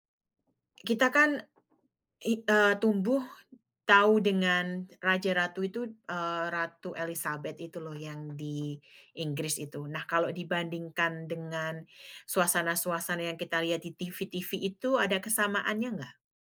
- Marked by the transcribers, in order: tapping; other background noise
- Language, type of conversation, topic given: Indonesian, podcast, Bagaimana rasanya mengikuti acara kampung atau festival setempat?